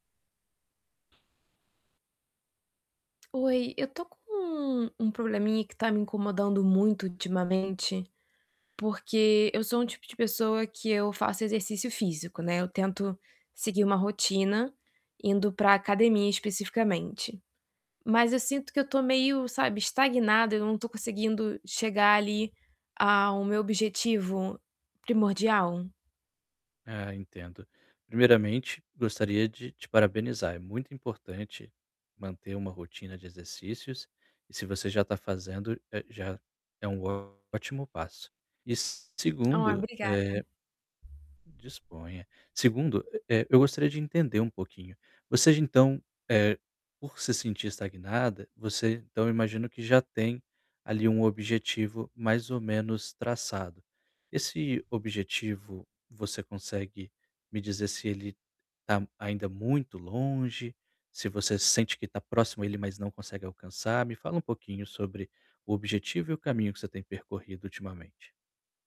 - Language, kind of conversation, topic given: Portuguese, advice, Como posso superar um platô de desempenho nos treinos?
- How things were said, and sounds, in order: tapping; static; distorted speech; other background noise